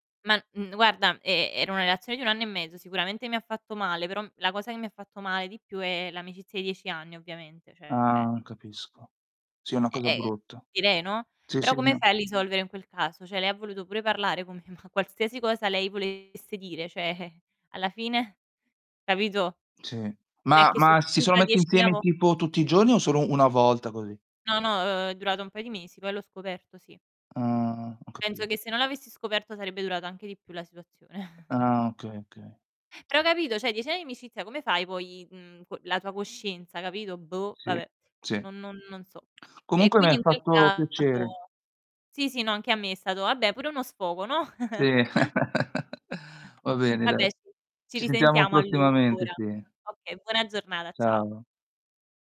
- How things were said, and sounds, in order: distorted speech; "cioè" said as "ceh"; unintelligible speech; "risolvere" said as "lisolvere"; "cioè" said as "ceh"; laughing while speaking: "con me"; "cioè" said as "ceh"; scoff; tapping; chuckle; "cioè" said as "ceh"; "anni" said as "ai"; chuckle; other background noise
- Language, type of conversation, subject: Italian, unstructured, Come si può risolvere un conflitto tra amici?